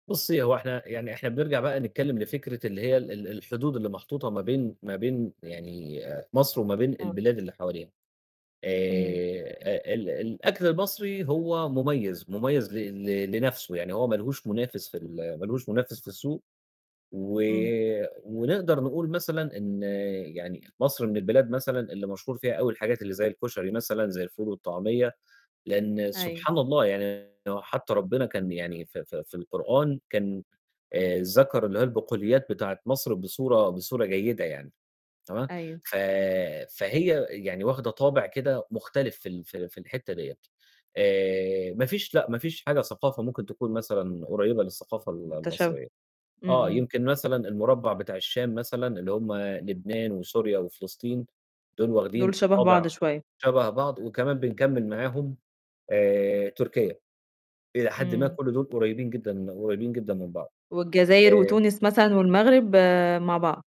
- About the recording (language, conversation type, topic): Arabic, podcast, شو رأيك في مزج الأكلات التقليدية مع مطابخ تانية؟
- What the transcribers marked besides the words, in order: distorted speech